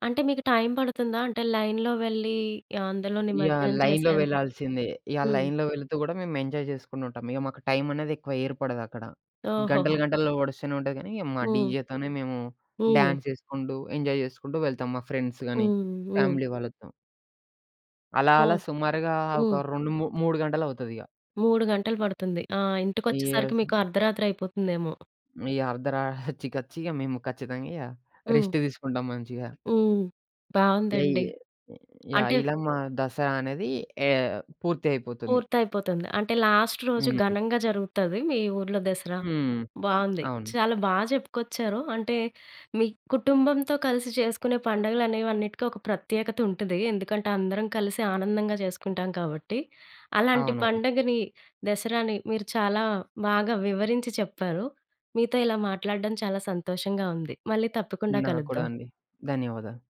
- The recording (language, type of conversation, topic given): Telugu, podcast, మీరు గతంలో పండుగ రోజున కుటుంబంతో కలిసి గడిపిన అత్యంత మధురమైన అనుభవం ఏది?
- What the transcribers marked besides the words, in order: in English: "టైమ్"; in English: "లైన్‌లో"; in English: "లైన్‌లో"; in English: "లైన్‌లో"; in English: "ఎంజాయ్"; in English: "డీజేతోనే"; in English: "ఎంజాయ్"; in English: "ఫ్రెండ్స్‌గాని, ఫ్యామిలీ"; other background noise; in English: "యెస్"; other noise; in English: "రెస్ట్"; tapping; in English: "లాస్ట్"